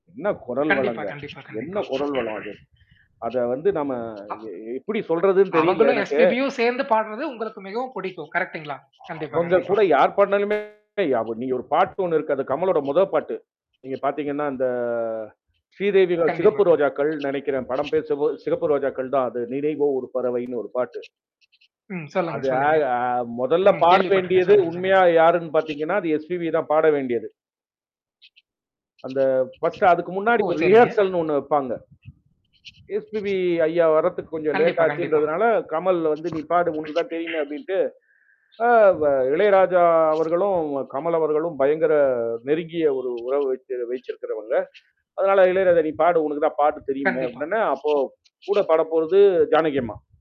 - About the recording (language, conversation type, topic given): Tamil, podcast, குழந்தைப் பருவத்தில் உங்களை இசையின் மீது ஈர்த்த முக்கியமான பாதிப்பை ஏற்படுத்தியவர் யார்?
- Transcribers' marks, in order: mechanical hum; other noise; throat clearing; in English: "கரெக்ட்டுங்களா?"; distorted speech; other background noise; drawn out: "அந்த"; other street noise; tapping; in English: "ஃபர்ஸ்ட்"; in English: "ரிஹர்சல்ன்னு"; static; throat clearing; tsk